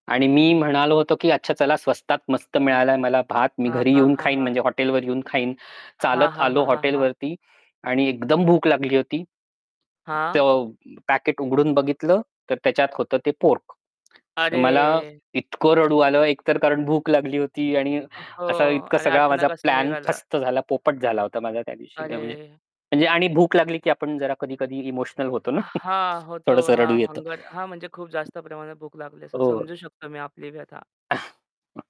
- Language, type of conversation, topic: Marathi, podcast, तुझा आठवणीतला सर्वात आवडता प्रवास कोणता आहे?
- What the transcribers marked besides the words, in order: static; other background noise; tapping; laughing while speaking: "असा इतका सगळा माझा प्लॅन फस्त झाला पोपट झाला होता"; tsk; chuckle; door